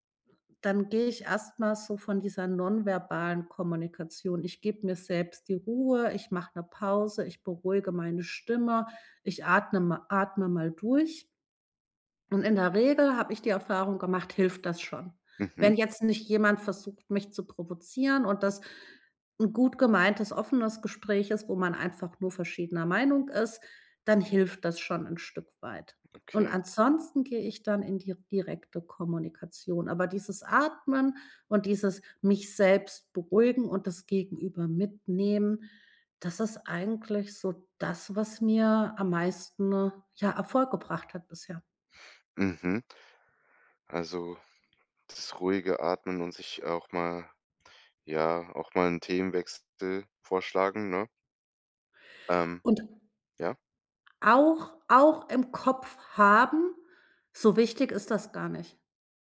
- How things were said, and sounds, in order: none
- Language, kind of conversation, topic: German, podcast, Wie bleibst du ruhig, wenn Diskussionen hitzig werden?